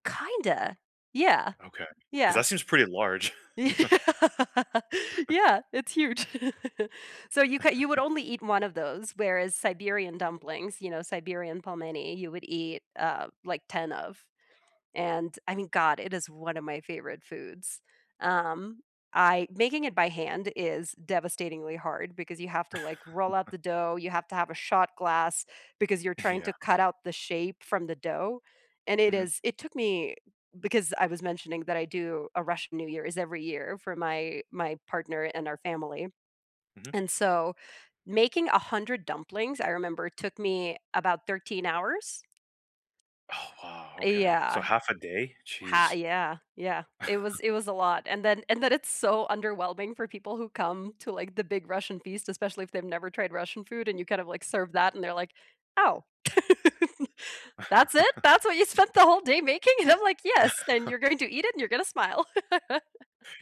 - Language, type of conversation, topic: English, unstructured, What role does food play in cultural traditions?
- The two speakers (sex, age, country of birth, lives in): female, 35-39, Russia, United States; male, 35-39, United States, United States
- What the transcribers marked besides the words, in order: laughing while speaking: "Yeah"; laugh; laugh; laugh; laughing while speaking: "Yeah"; chuckle; laugh; chuckle; laugh; laugh